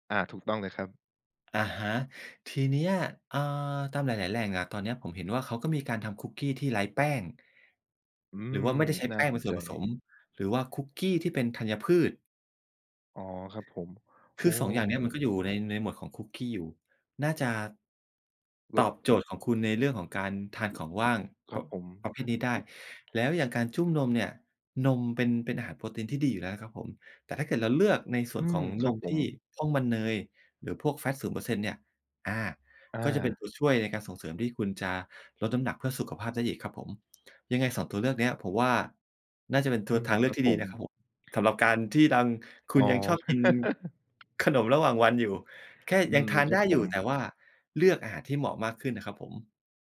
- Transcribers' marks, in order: tapping; other background noise; in English: "fat"; chuckle
- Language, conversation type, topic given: Thai, advice, จะทำอย่างไรดีถ้าอยากกินอาหารเพื่อสุขภาพแต่ยังชอบกินขนมระหว่างวัน?
- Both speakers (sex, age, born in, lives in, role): male, 25-29, Thailand, Thailand, user; male, 45-49, Thailand, Thailand, advisor